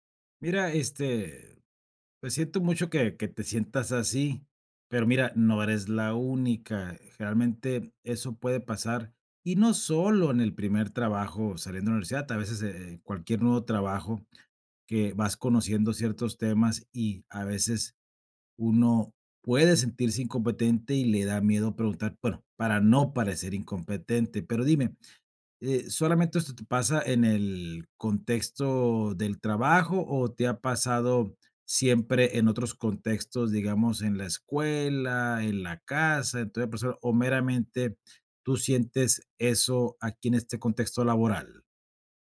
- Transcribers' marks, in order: none
- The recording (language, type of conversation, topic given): Spanish, advice, ¿Cómo puedo superar el temor de pedir ayuda por miedo a parecer incompetente?